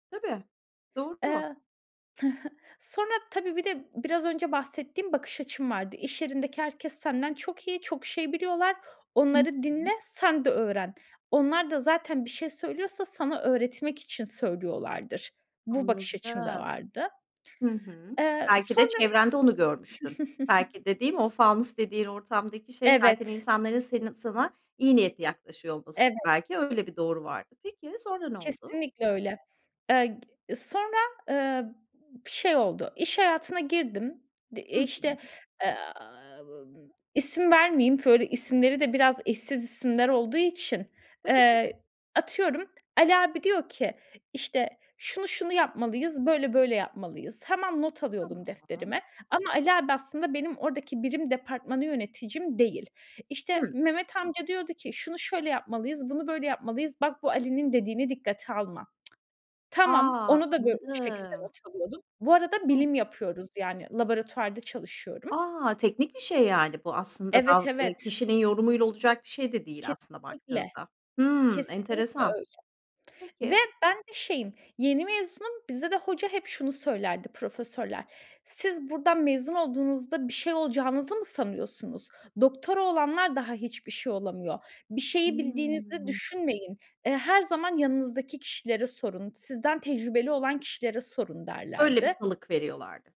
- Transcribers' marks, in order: chuckle; other background noise; chuckle; tapping; tsk
- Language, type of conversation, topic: Turkish, podcast, İş hayatında aldığın en iyi tavsiye neydi?